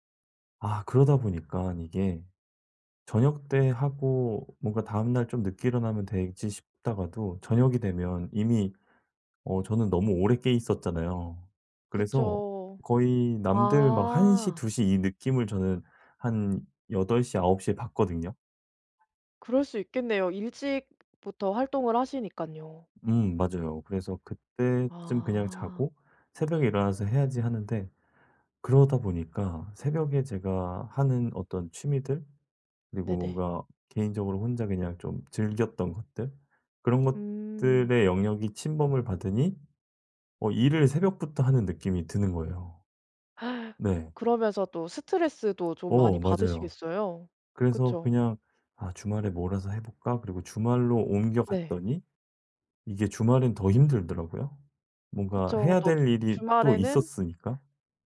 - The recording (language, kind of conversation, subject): Korean, advice, 주말에 계획을 세우면서도 충분히 회복하려면 어떻게 하면 좋을까요?
- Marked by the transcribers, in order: other background noise; gasp